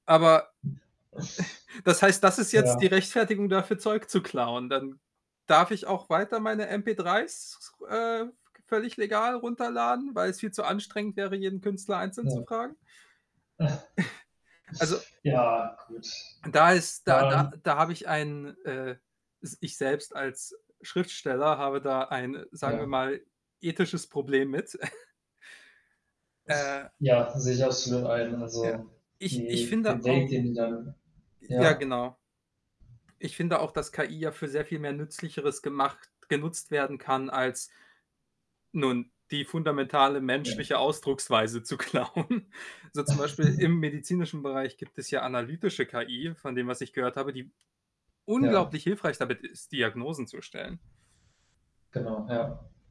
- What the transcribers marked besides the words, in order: static; sigh; other background noise; distorted speech; snort; sigh; mechanical hum; snort; laughing while speaking: "klauen"; laugh
- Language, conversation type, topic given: German, unstructured, Was macht Kunst für dich besonders?